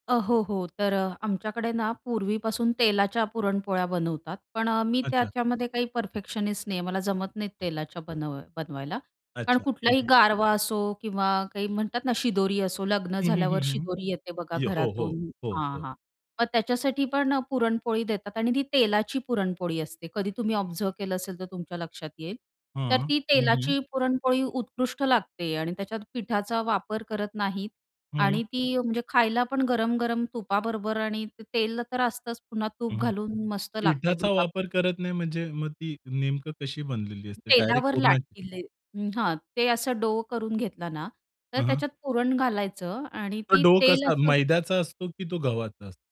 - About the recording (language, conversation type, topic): Marathi, podcast, सणासाठी तुमच्या घरात नेहमी कोणते पदार्थ बनवतात?
- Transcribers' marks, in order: tapping; in English: "परफेक्शनिस्ट"; other background noise; static; in English: "ऑब्झर्व्ह"; distorted speech; in English: "डो"; in English: "डो"